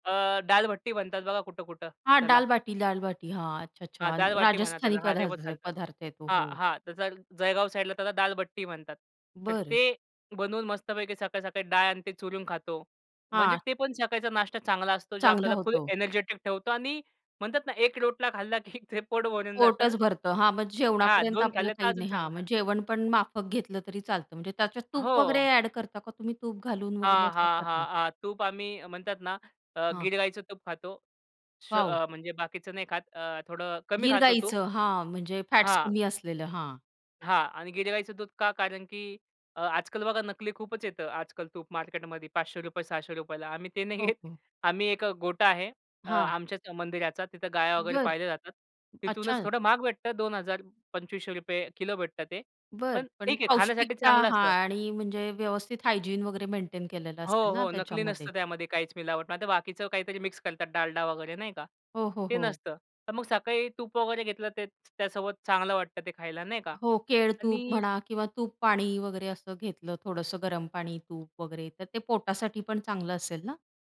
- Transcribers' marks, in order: tapping; laughing while speaking: "एक रोटला खाल्ला की ते पोट भरून जातं"; laughing while speaking: "ते नाही घेत"; in English: "हायजीन"; in English: "मेंटेन"; other background noise
- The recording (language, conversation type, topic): Marathi, podcast, सकाळच्या न्याहारीत तुम्हाला काय खायला आवडते?